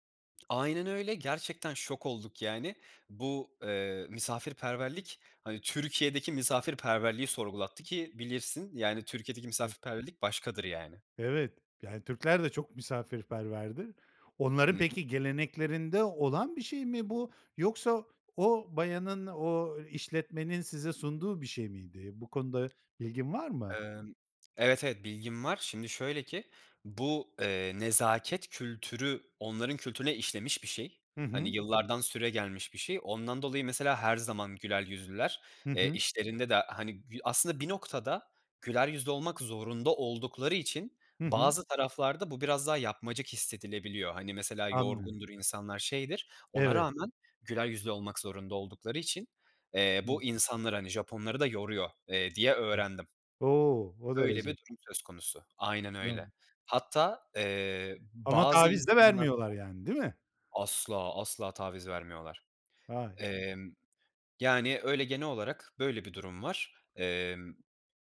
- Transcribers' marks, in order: other background noise; unintelligible speech; tapping; unintelligible speech; other noise; unintelligible speech
- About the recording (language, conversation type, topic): Turkish, podcast, En unutamadığın seyahat maceranı anlatır mısın?